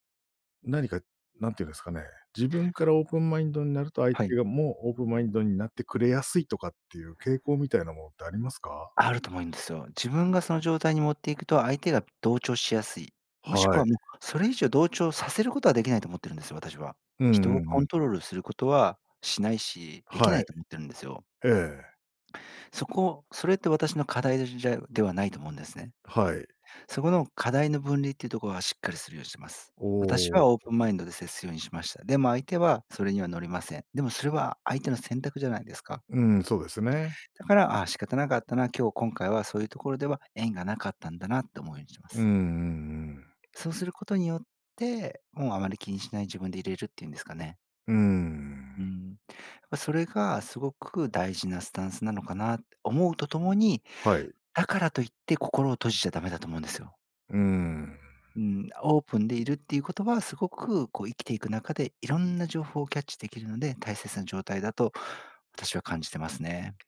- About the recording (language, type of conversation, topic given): Japanese, podcast, 新しい考えに心を開くためのコツは何ですか？
- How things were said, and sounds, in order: none